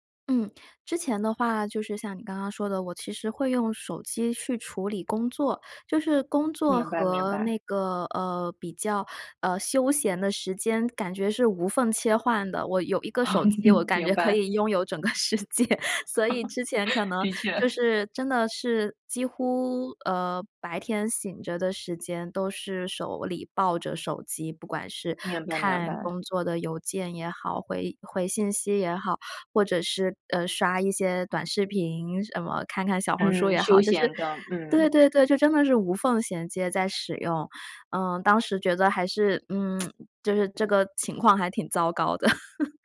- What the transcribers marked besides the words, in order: laugh; laugh; laughing while speaking: "世界"; tsk; laugh
- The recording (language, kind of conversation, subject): Chinese, podcast, 你有什么办法戒掉手机瘾、少看屏幕？